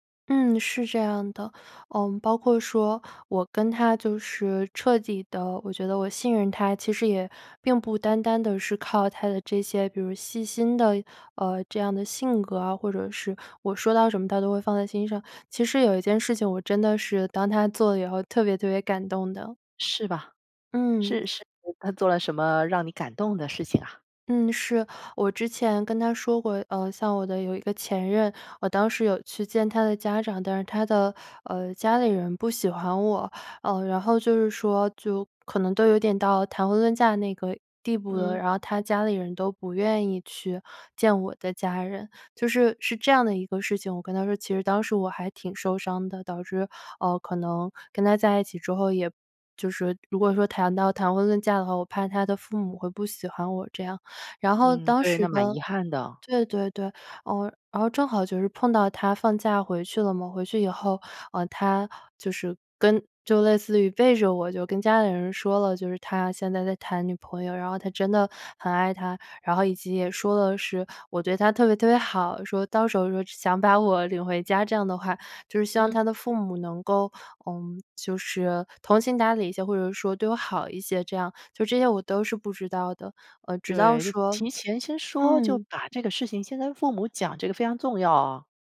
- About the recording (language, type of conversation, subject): Chinese, podcast, 在爱情里，信任怎么建立起来？
- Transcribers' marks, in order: other background noise; laughing while speaking: "想把我领回家这样的话"; "通情达理" said as "同情达理"